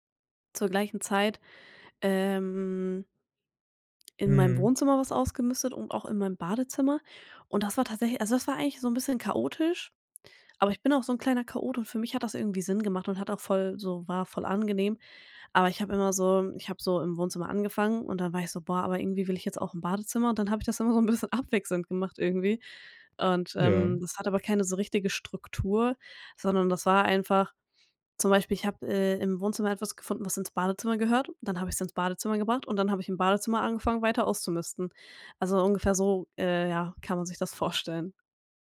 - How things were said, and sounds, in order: laughing while speaking: "immer so 'n bisschen"
- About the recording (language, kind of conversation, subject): German, podcast, Wie gehst du beim Ausmisten eigentlich vor?